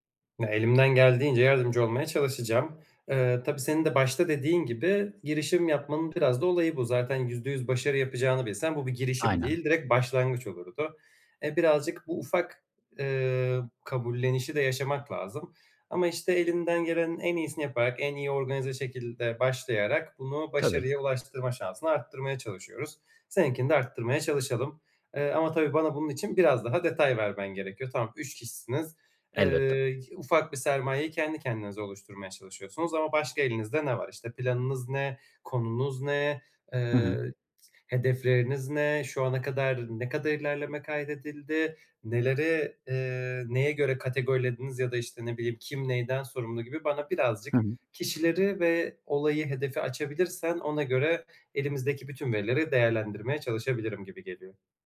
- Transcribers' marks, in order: other background noise
- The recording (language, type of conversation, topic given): Turkish, advice, Kaynakları işimde daha verimli kullanmak için ne yapmalıyım?